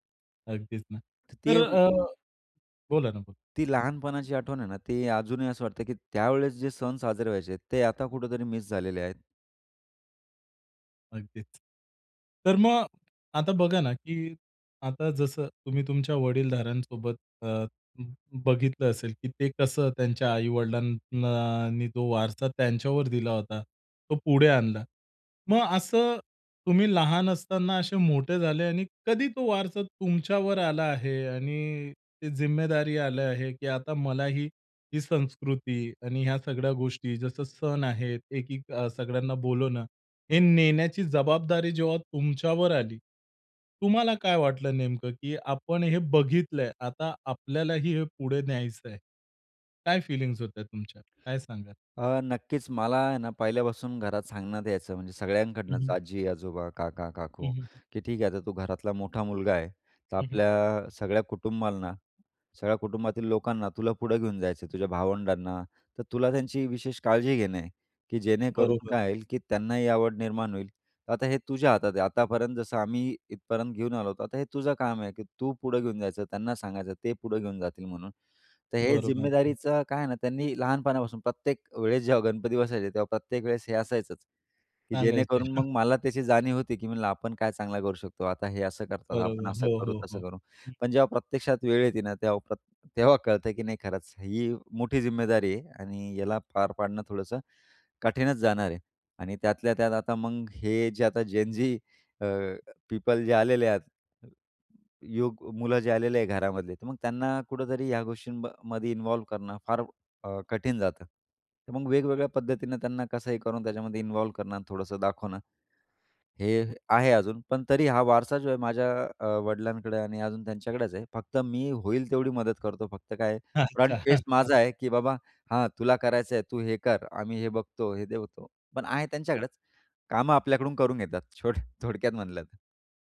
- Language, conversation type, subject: Marathi, podcast, कुटुंबाचा वारसा तुम्हाला का महत्त्वाचा वाटतो?
- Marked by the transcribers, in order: other background noise; tapping; in English: "पीपल"; other noise; laughing while speaking: "अच्छा"; laugh; chuckle